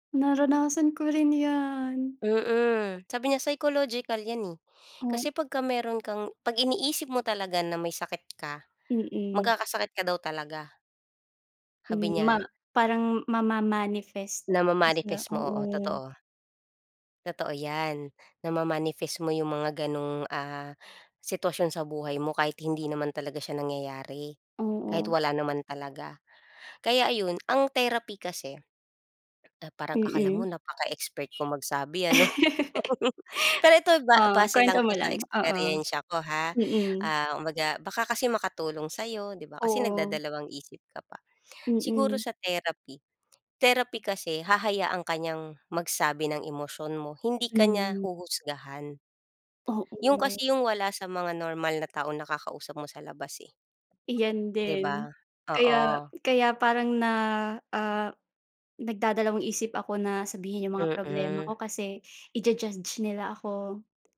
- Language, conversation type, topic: Filipino, unstructured, Ano ang masasabi mo sa mga taong hindi naniniwala sa pagpapayo ng dalubhasa sa kalusugang pangkaisipan?
- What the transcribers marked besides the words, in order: laugh